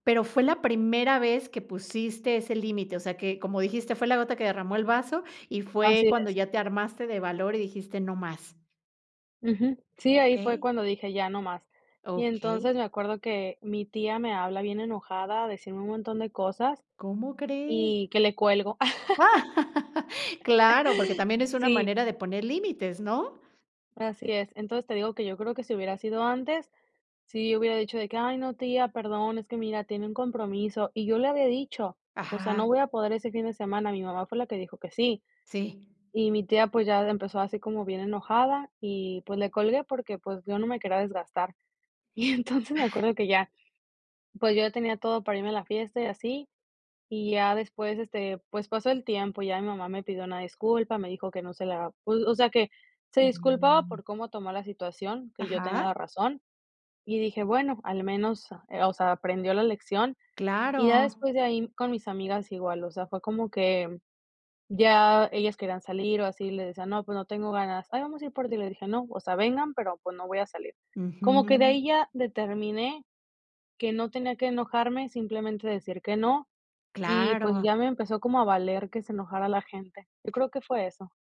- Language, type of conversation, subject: Spanish, podcast, ¿Cómo reaccionas cuando alguien cruza tus límites?
- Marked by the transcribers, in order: other background noise; laugh; laugh; other noise; laughing while speaking: "Y entonces"